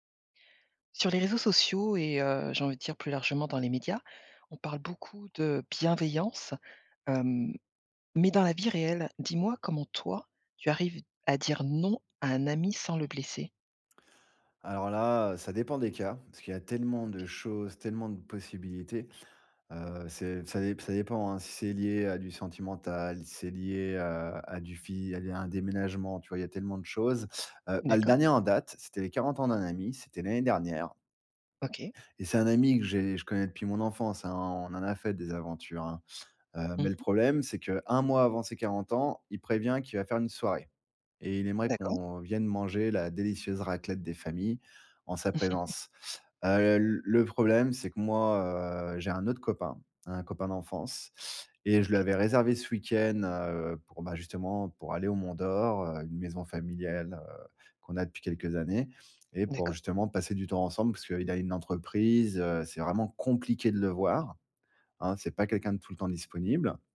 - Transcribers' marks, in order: stressed: "non"; other background noise; chuckle; stressed: "compliqué"
- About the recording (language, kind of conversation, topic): French, podcast, Comment dire non à un ami sans le blesser ?